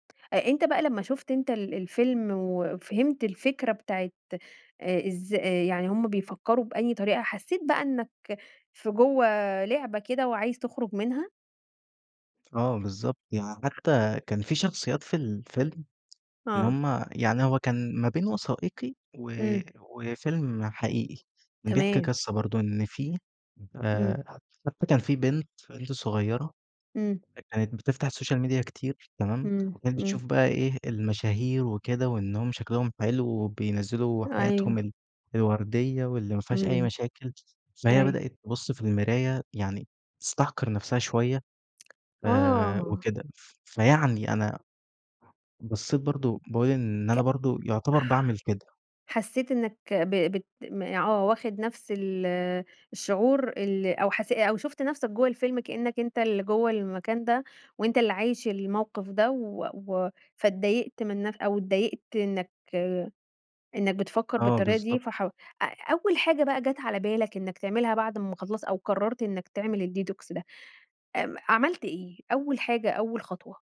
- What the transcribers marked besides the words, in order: unintelligible speech; in English: "الsocial media"; other background noise; in English: "الDetox"
- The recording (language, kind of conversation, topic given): Arabic, podcast, احكيلي عن تجربتك مع الصيام عن السوشيال ميديا؟